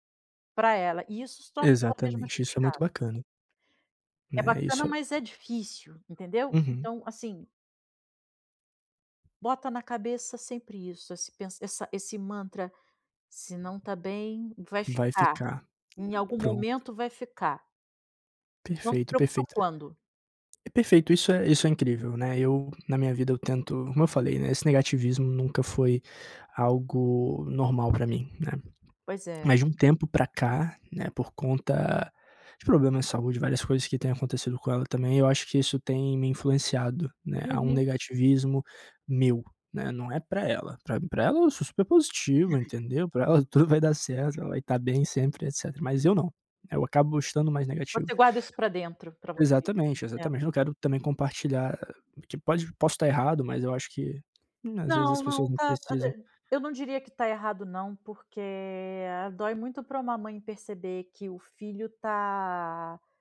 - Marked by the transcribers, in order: tapping; other background noise
- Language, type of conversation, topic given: Portuguese, advice, Como lidar com a sobrecarga e o esgotamento ao cuidar de um parente idoso?